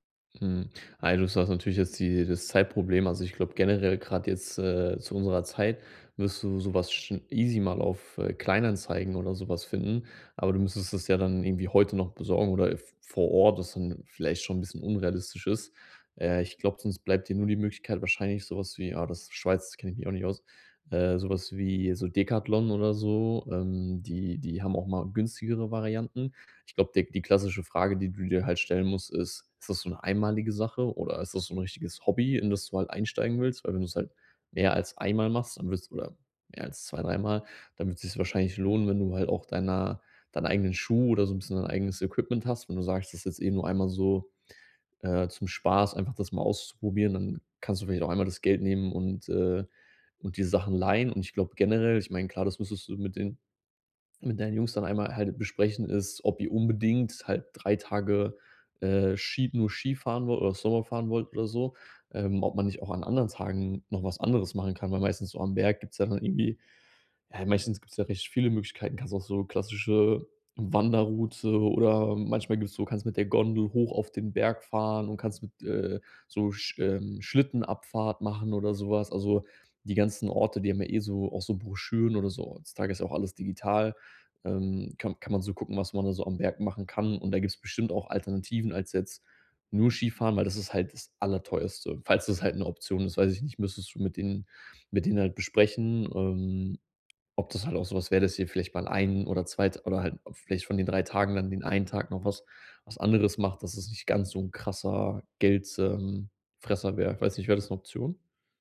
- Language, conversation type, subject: German, advice, Wie kann ich trotz begrenztem Budget und wenig Zeit meinen Urlaub genießen?
- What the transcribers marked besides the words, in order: none